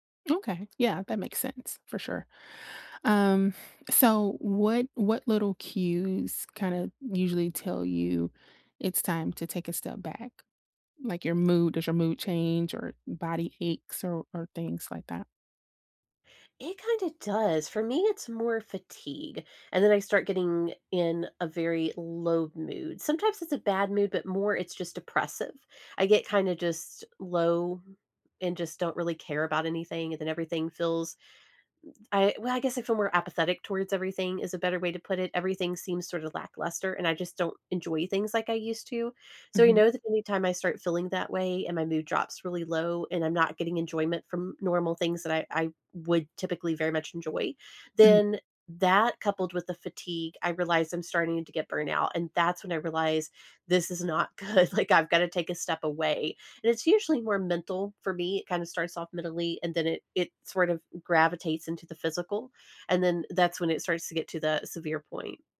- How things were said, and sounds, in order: other background noise; laughing while speaking: "good, like"
- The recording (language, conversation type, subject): English, unstructured, How can one tell when to push through discomfort or slow down?